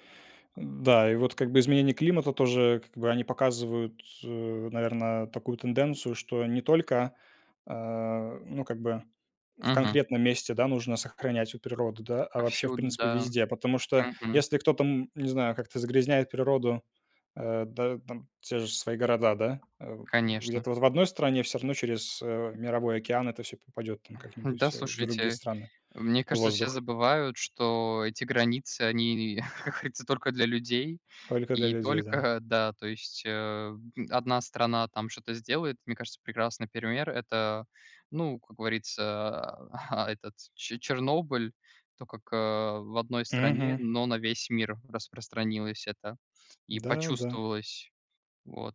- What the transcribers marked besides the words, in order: tapping; other background noise; laugh; laughing while speaking: "а"
- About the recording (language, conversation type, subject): Russian, unstructured, Что вызывает у вас отвращение в загрязнённом городе?